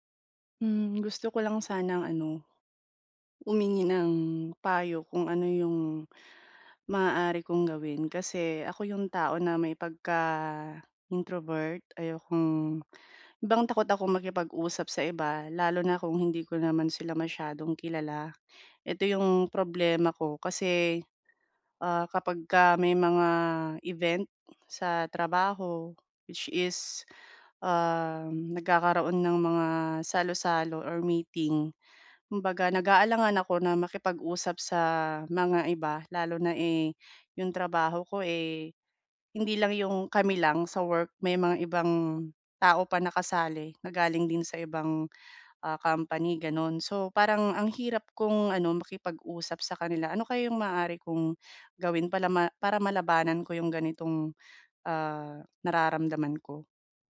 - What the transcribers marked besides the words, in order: none
- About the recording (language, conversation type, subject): Filipino, advice, Paano ko mababawasan ang pag-aalala o kaba kapag may salu-salo o pagtitipon?